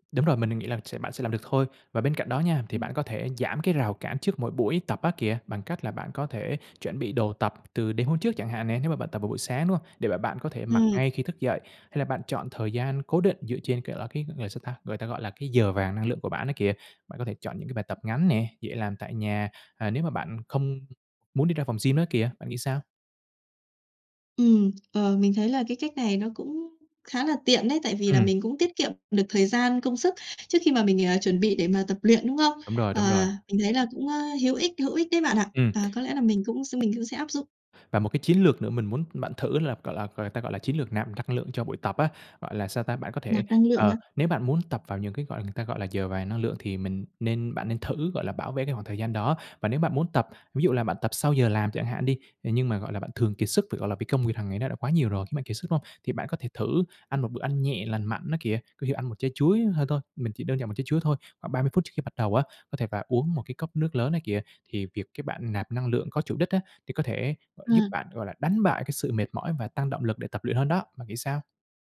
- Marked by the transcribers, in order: tapping; other background noise
- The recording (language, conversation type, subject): Vietnamese, advice, Làm sao để có động lực bắt đầu tập thể dục hằng ngày?